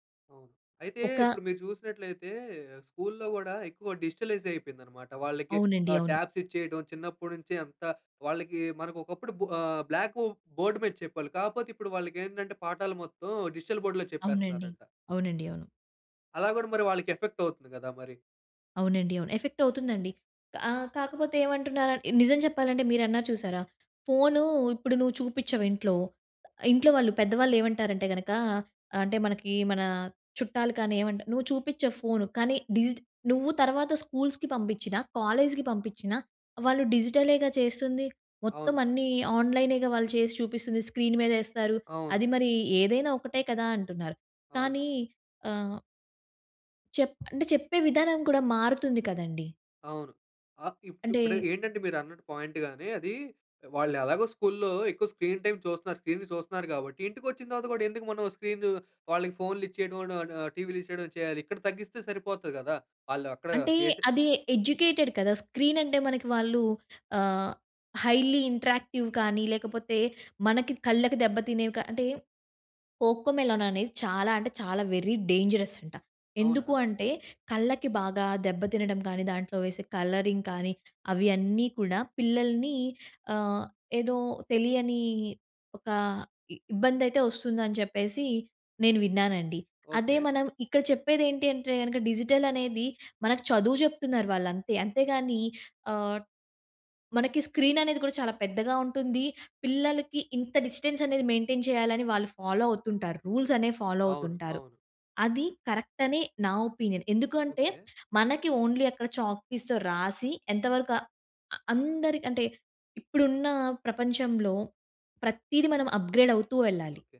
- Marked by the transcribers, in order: in English: "డిజిటలైజ్"; in English: "టాబ్స్"; in English: "బోర్డ్"; in English: "డిజిటల్ బోర్డ్‌లో"; in English: "ఎఫెక్ట్"; in English: "ఎఫెక్ట్"; in English: "స్కూల్స్‌కి"; in English: "కాలేజ్‌కి"; in English: "స్క్రీన్"; in English: "పాయింట్‌గానే"; in English: "స్క్రీన్ టైం"; in English: "ఎడ్యూకెటెడ్"; in English: "స్క్రీన్"; in English: "హైలీ ఇంటెరాక్టివ్"; in English: "కోకోమెలన్"; in English: "వెరీ డేంజరస్"; in English: "కలరింగ్"; in English: "డిజిటల్"; in English: "స్క్రీన్"; in English: "డిస్టెన్స్"; in English: "మెయింటైన్"; in English: "ఫాలో"; in English: "రూల్స్"; in English: "ఫాలో"; in English: "కరెక్ట్"; in English: "ఒపీనియన్"; in English: "ఓన్లీ"; in English: "అప్‌గ్రేడ్"
- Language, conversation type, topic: Telugu, podcast, పిల్లల ఫోన్ వినియోగ సమయాన్ని పర్యవేక్షించాలా వద్దా అనే విషయంలో మీరు ఎలా నిర్ణయం తీసుకుంటారు?
- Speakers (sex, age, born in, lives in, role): female, 20-24, India, India, guest; male, 25-29, India, India, host